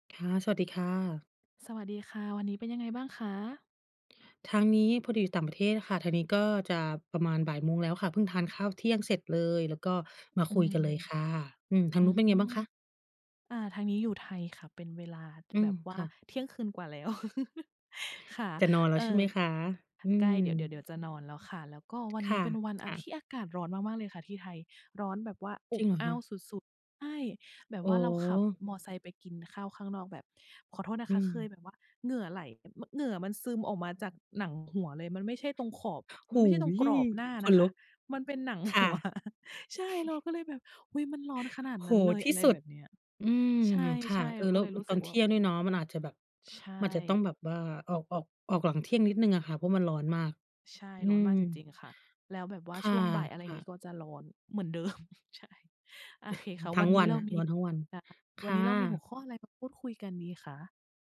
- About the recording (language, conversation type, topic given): Thai, unstructured, คุณคิดว่าความสำเร็จที่แท้จริงในชีวิตคืออะไร?
- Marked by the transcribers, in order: laugh; tapping; unintelligible speech; laughing while speaking: "หัว"; chuckle; laughing while speaking: "เดิม ใช่"; chuckle